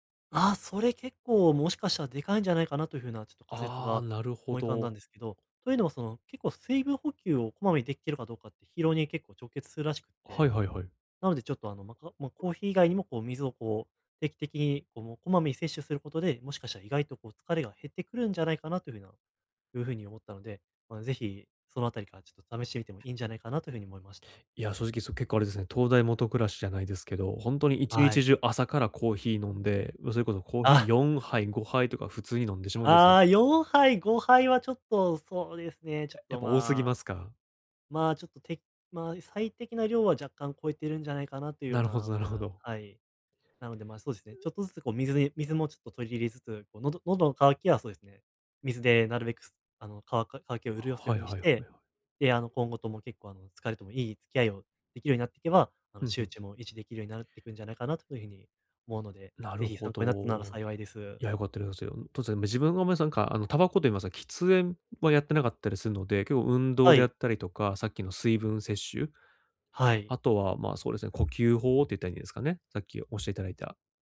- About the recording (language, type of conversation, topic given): Japanese, advice, 作業中に注意散漫になりやすいのですが、集中を保つにはどうすればよいですか？
- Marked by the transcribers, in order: other background noise; other noise